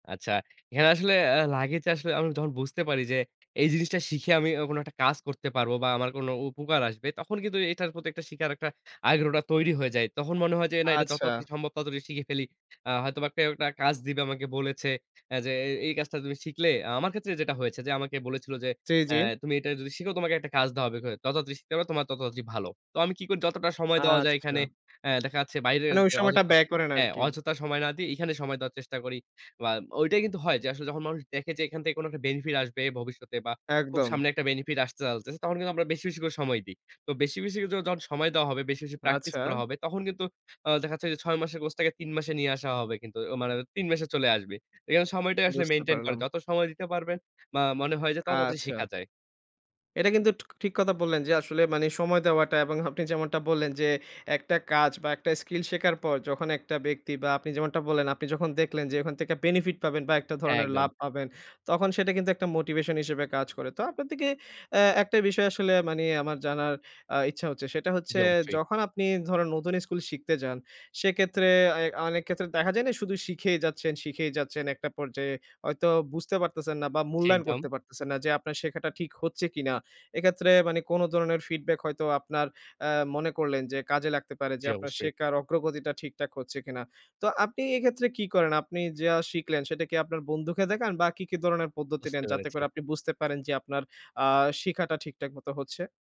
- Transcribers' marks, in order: tapping; unintelligible speech; "যত" said as "তত"; "চলতেছে" said as "চালতেছে"; "মানে" said as "মানি"; laughing while speaking: "আপনি যেমনটা"; "মানে" said as "মানি"; "স্কিল" said as "স্কুল"; "মানে" said as "মানি"
- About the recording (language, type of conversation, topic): Bengali, podcast, নতুন স্কিল শেখার সবচেয়ে সহজ উপায় কী মনে হয়?